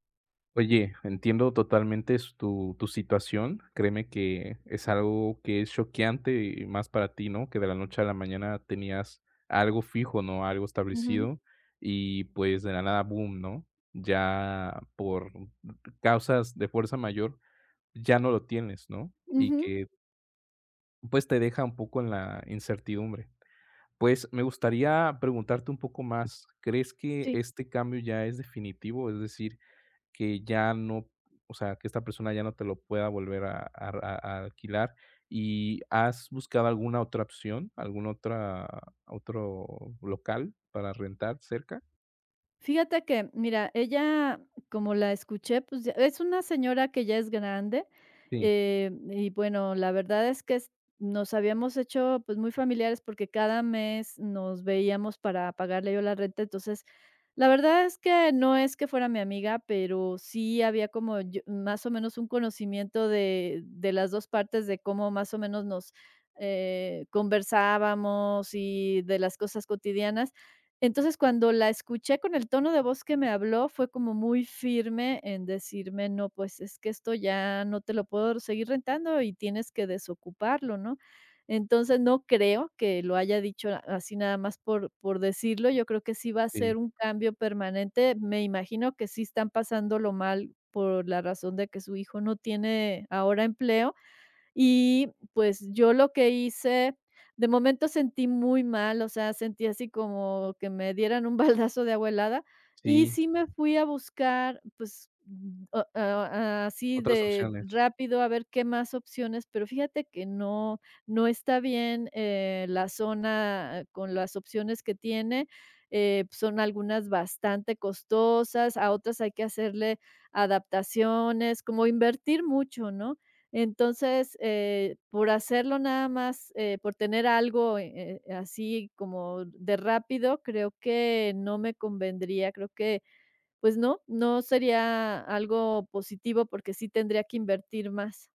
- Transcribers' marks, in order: laughing while speaking: "baldazo"
- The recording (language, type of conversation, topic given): Spanish, advice, ¿Cómo estás manejando la incertidumbre tras un cambio inesperado de trabajo?